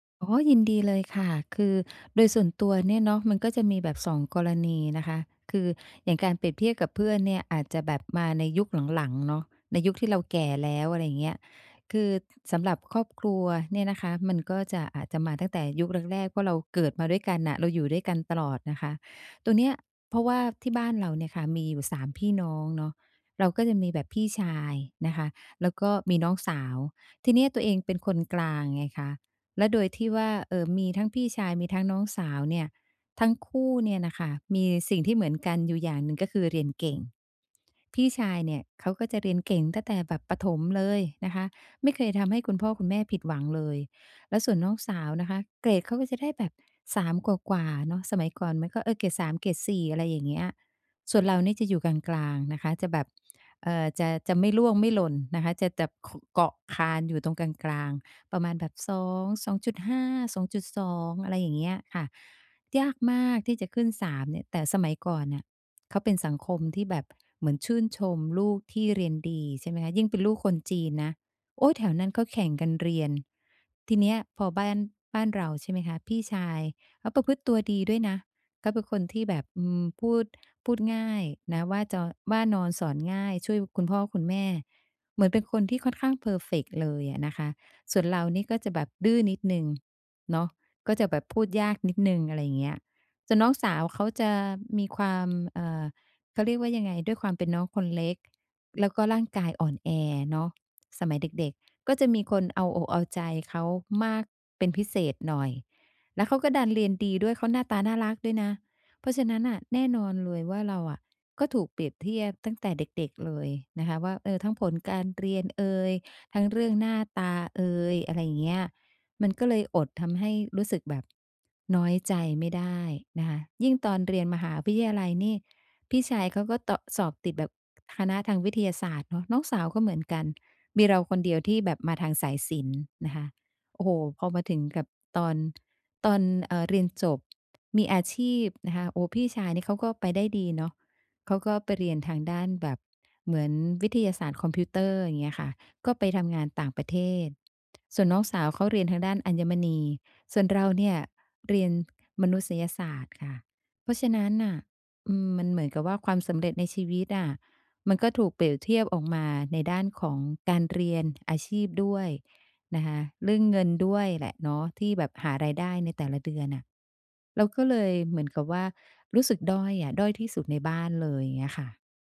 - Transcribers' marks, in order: other background noise
- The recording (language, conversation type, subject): Thai, advice, ฉันจะหลีกเลี่ยงการเปรียบเทียบตัวเองกับเพื่อนและครอบครัวได้อย่างไร